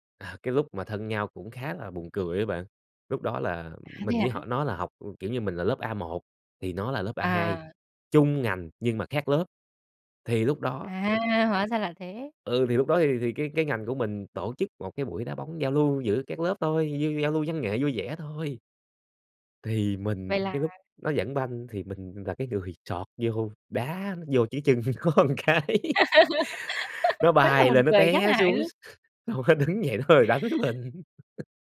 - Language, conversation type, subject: Vietnamese, podcast, Theo bạn, thế nào là một người bạn thân?
- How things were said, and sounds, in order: other background noise; laughing while speaking: "nó cái"; laugh; chuckle; laughing while speaking: "nó đứng dậy nó đòi đánh mình"; laugh